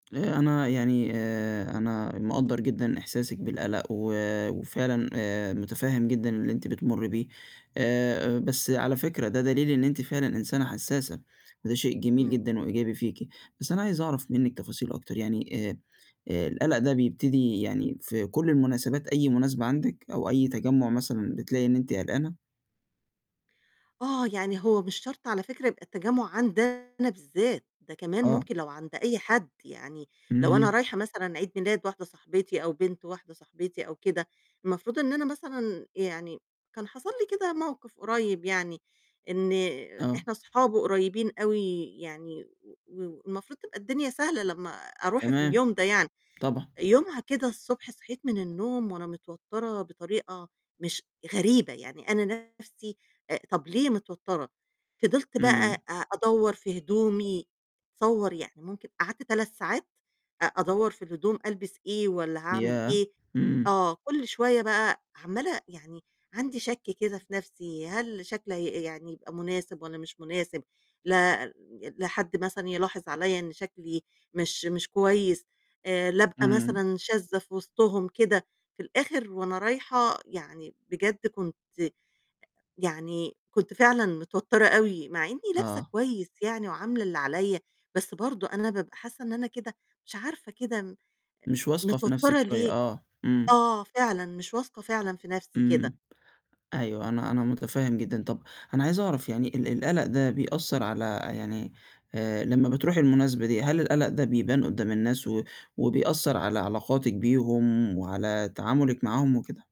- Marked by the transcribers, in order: distorted speech; tapping; other noise
- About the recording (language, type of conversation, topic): Arabic, advice, إزاي أوصف إحساسي بالقلق المستمر قبل المناسبات الاجتماعية؟